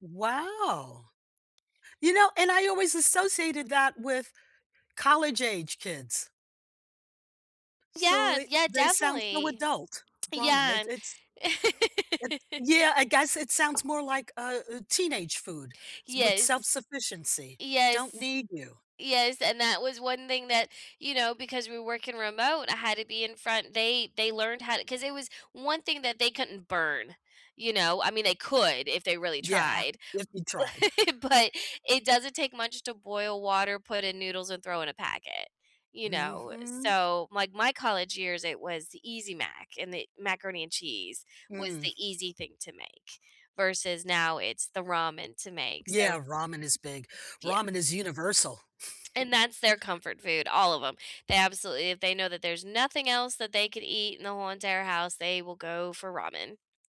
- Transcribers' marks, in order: lip smack; laugh; other background noise; laughing while speaking: "but"; chuckle
- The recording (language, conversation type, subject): English, unstructured, What comfort food never fails to cheer you up?
- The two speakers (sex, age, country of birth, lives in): female, 40-44, United States, United States; female, 70-74, United States, United States